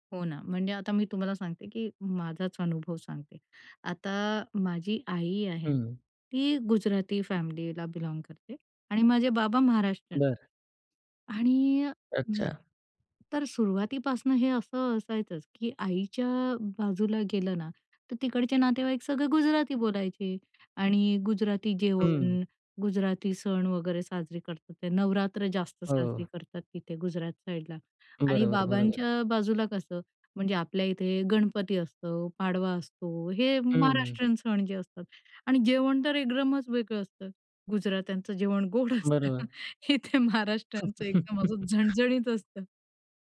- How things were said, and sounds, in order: other background noise; laughing while speaking: "गुजरात्यांचं जेवण गोड असतं हे इथे महाराष्टचं एकदम असं झणझणीत असतं"; laugh
- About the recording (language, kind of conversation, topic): Marathi, podcast, लहानपणी दोन वेगवेगळ्या संस्कृतींमध्ये वाढण्याचा तुमचा अनुभव कसा होता?